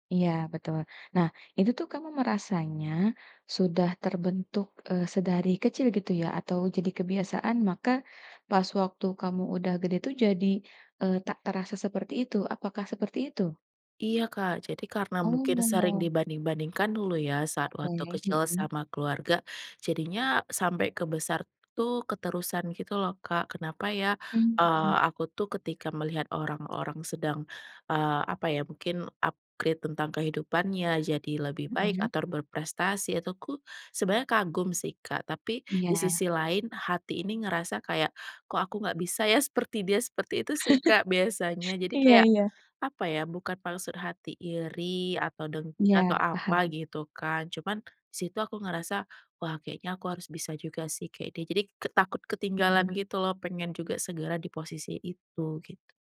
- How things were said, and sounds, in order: in English: "upgrade"; chuckle; other background noise
- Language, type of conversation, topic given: Indonesian, podcast, Bagaimana cara menghentikan kebiasaan membandingkan diri dengan orang lain?